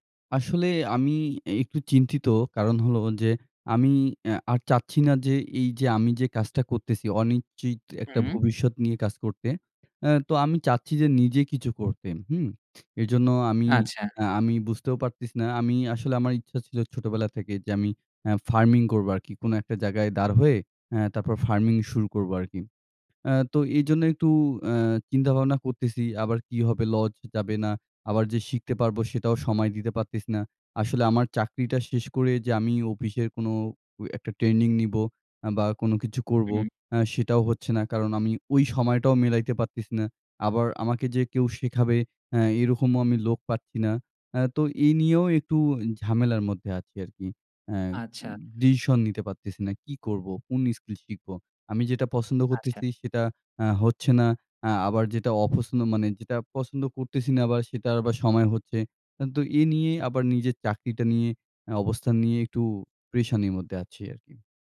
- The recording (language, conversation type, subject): Bengali, advice, চাকরিতে কাজের অর্থহীনতা অনুভব করছি, জীবনের উদ্দেশ্য কীভাবে খুঁজে পাব?
- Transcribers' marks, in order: "অনিশ্চিত" said as "অনিচ্চিত"; other noise; "লস" said as "লজ"; blowing